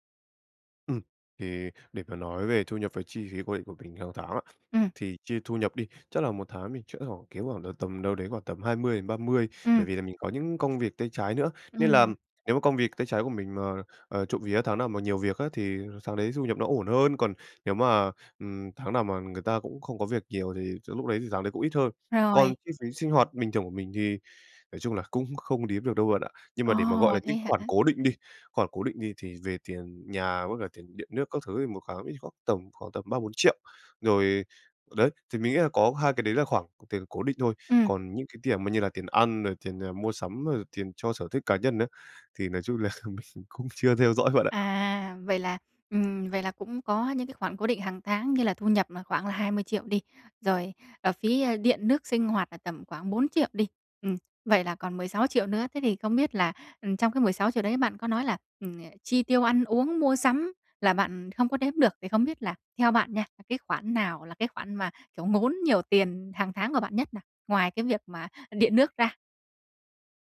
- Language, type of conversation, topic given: Vietnamese, advice, Làm sao để tiết kiệm tiền mỗi tháng khi tôi hay tiêu xài không kiểm soát?
- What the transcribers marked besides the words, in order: tapping; laughing while speaking: "là mình cũng"